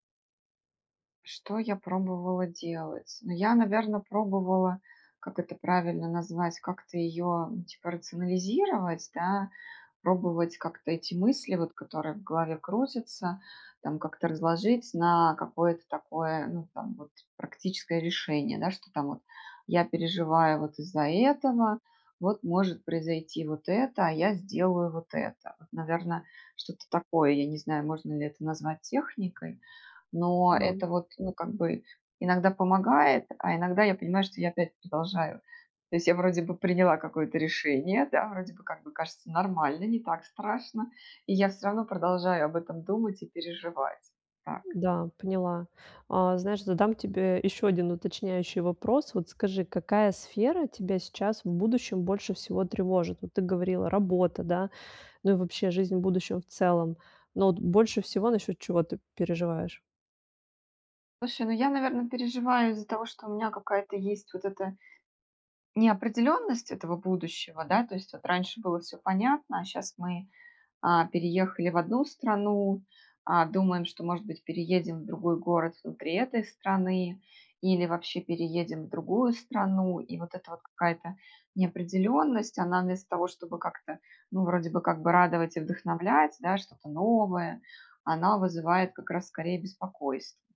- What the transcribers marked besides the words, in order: tapping
- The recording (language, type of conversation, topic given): Russian, advice, Как перестать бороться с тревогой и принять её как часть себя?